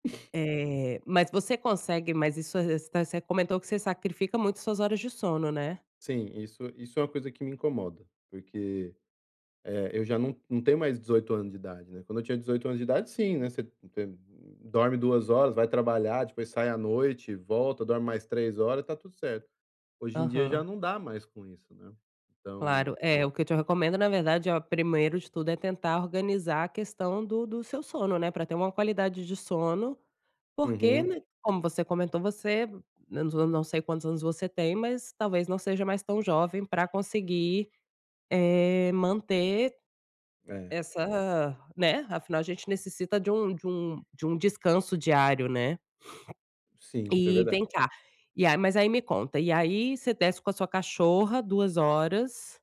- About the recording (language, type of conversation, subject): Portuguese, advice, Como lidar com a sobrecarga quando as responsabilidades aumentam e eu tenho medo de falhar?
- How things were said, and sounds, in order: other background noise; sniff